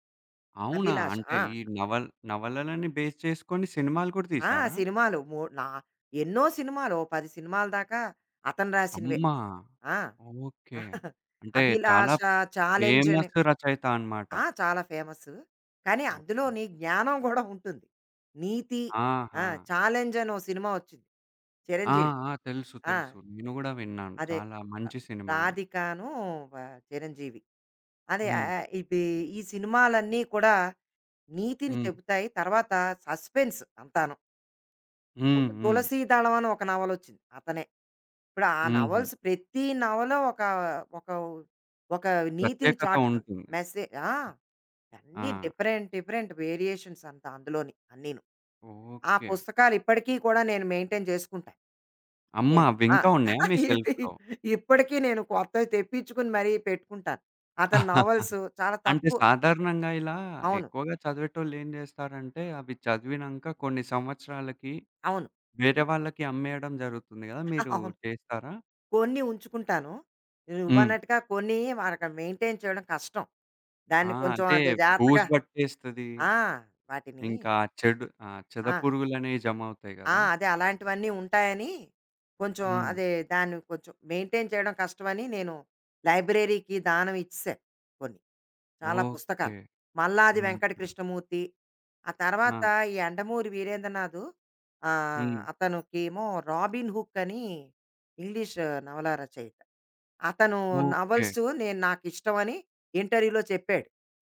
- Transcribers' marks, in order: tapping; in English: "బేస్"; chuckle; in English: "సస్పెన్స్"; other background noise; in English: "నవల్స్"; in English: "డిఫరెంట్, డిఫరెంట్ వేరియేషన్స్"; in English: "మెయింటైన్"; chuckle; chuckle; chuckle; in English: "మెయింటైన్"; in English: "మెయింటైన్"; in English: "లైబ్రేరీకి"; in English: "ఇంటర్వ్యూలో"
- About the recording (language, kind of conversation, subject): Telugu, podcast, నీ మొదటి హాబీ ఎలా మొదలయ్యింది?